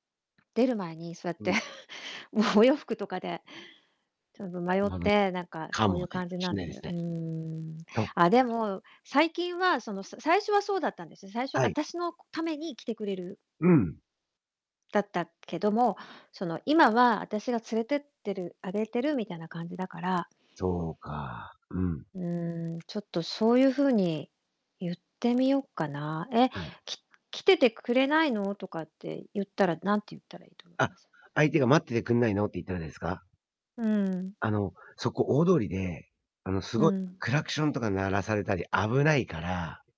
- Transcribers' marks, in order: distorted speech; laughing while speaking: "そうやって、もうお洋服とかで"
- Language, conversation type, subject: Japanese, advice, 約束を何度も破る友人にはどう対処すればいいですか？